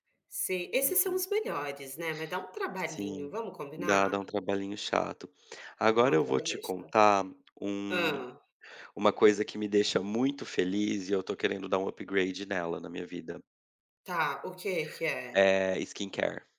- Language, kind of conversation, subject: Portuguese, unstructured, Quais são os pequenos prazeres do seu dia a dia?
- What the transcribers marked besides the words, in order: in English: "upgrade"; in English: "skincare"